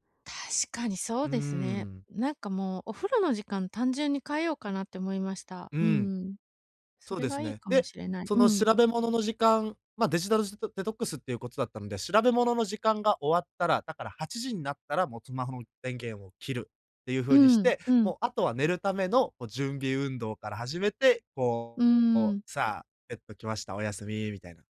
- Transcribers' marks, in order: none
- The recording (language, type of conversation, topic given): Japanese, advice, 寝る前の画面時間を減らすために、夜のデジタルデトックスの習慣をどう始めればよいですか？